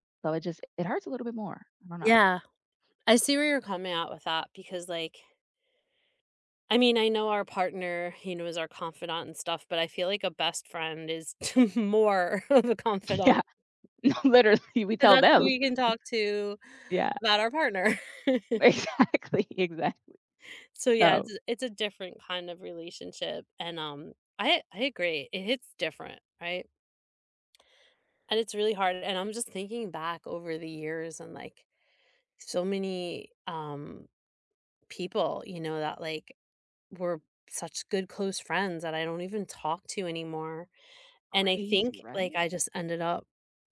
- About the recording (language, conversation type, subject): English, unstructured, How do you rebuild a friendship after a big argument?
- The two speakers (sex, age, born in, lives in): female, 30-34, United States, United States; female, 50-54, United States, United States
- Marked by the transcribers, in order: chuckle; laughing while speaking: "of a confidant"; laughing while speaking: "Yeah. No, literally we tell them"; other background noise; chuckle; laughing while speaking: "Exactly, exactly"; chuckle